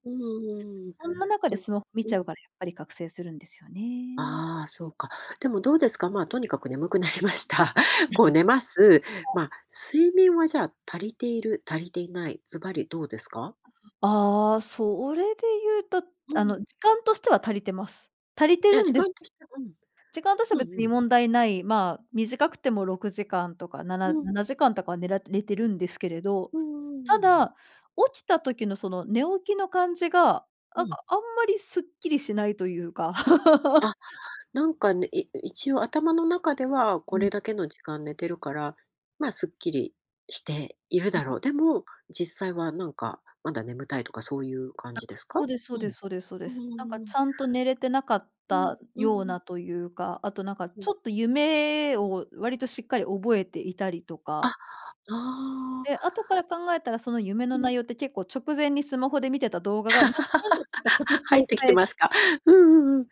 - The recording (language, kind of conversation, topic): Japanese, podcast, 夜にスマホを使うと睡眠に影響があると感じますか？
- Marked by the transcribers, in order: laughing while speaking: "眠くなりました"; laugh